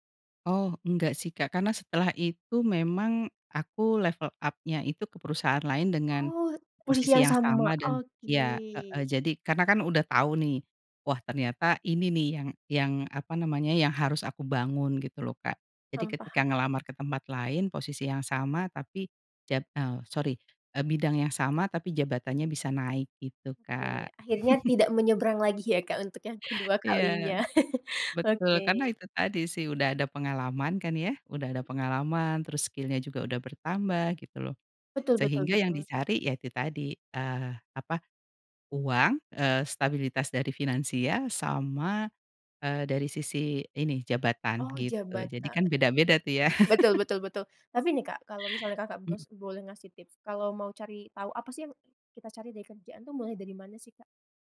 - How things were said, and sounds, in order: in English: "level up-nya"; chuckle; chuckle; in English: "skill-nya"; chuckle; in English: "tips"
- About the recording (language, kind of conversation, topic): Indonesian, podcast, Kalau boleh jujur, apa yang kamu cari dari pekerjaan?
- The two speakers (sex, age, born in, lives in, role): female, 25-29, Indonesia, Indonesia, host; female, 45-49, Indonesia, Indonesia, guest